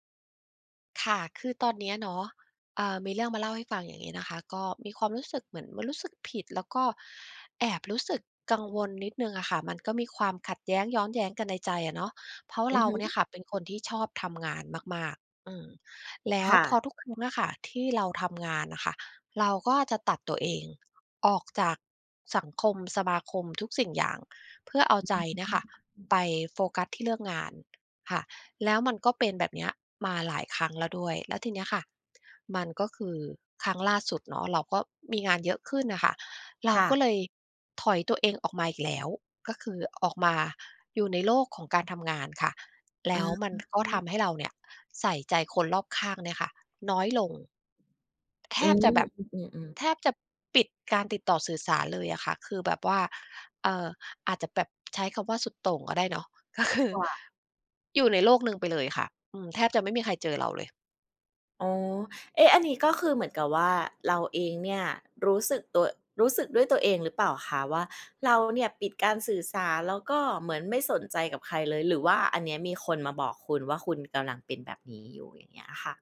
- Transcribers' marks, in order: unintelligible speech; tapping; laughing while speaking: "ก็คือ"
- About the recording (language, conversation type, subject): Thai, advice, คุณควรทำอย่างไรเมื่อรู้สึกผิดที่ต้องเว้นระยะห่างจากคนรอบตัวเพื่อโฟกัสงาน?